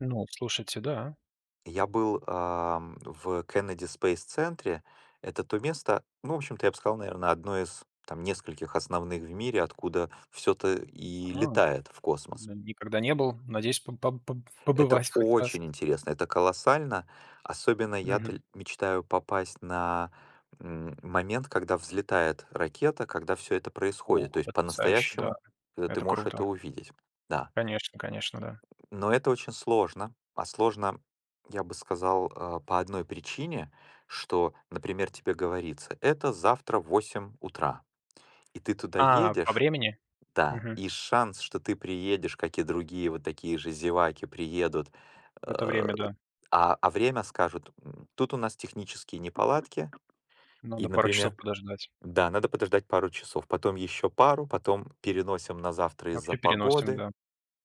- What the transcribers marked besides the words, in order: grunt; grunt; other background noise; background speech
- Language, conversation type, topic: Russian, unstructured, Почему люди изучают космос и что это им даёт?